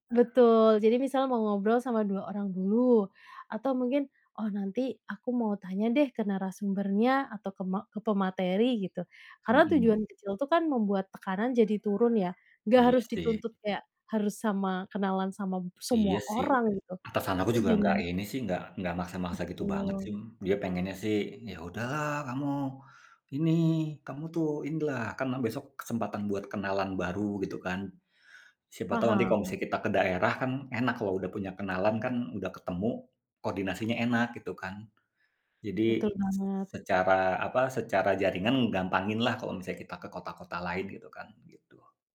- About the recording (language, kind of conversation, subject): Indonesian, advice, Bagaimana pengalamanmu membangun jaringan profesional di acara yang membuatmu canggung?
- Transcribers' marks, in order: other animal sound; other background noise; "sih" said as "sim"; tapping